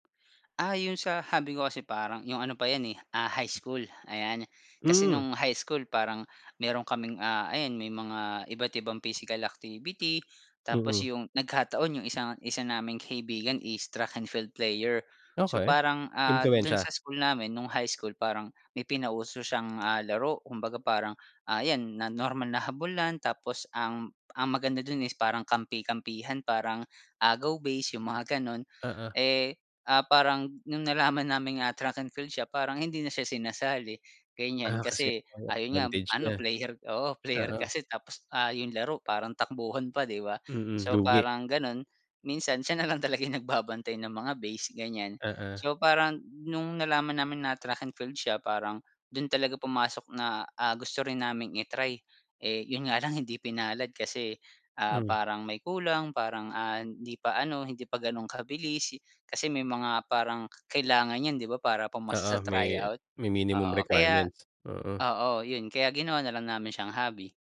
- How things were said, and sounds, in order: laughing while speaking: "nalaman naming"; other background noise; laughing while speaking: "siya nalang talaga"
- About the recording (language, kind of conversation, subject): Filipino, podcast, Maaari mo bang ibahagi ang isang nakakatawa o nakakahiya mong kuwento tungkol sa hilig mo?
- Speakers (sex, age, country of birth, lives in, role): male, 30-34, Philippines, Philippines, guest; male, 35-39, Philippines, Philippines, host